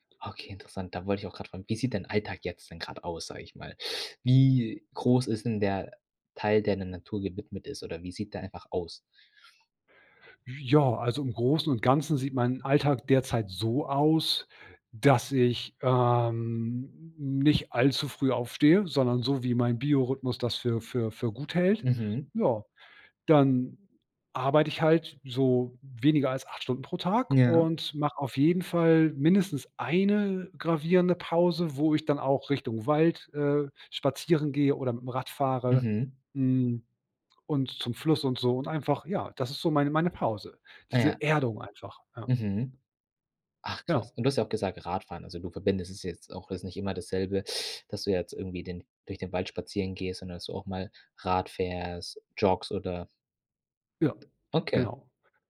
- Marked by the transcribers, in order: stressed: "eine"; stressed: "Erdung"; other background noise
- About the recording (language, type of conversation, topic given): German, podcast, Wie wichtig ist dir Zeit in der Natur?